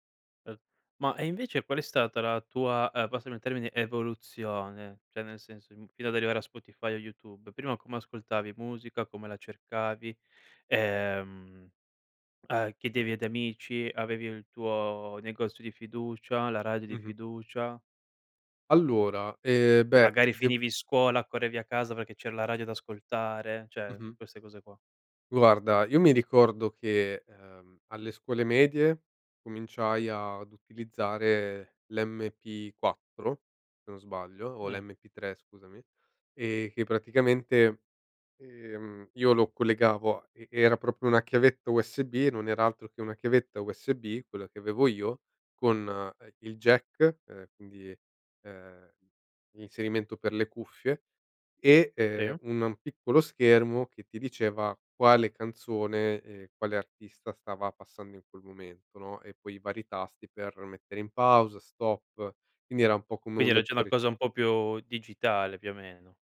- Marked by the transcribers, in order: other noise; "Cioè" said as "ceh"; other background noise
- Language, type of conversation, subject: Italian, podcast, Come ascoltavi musica prima di Spotify?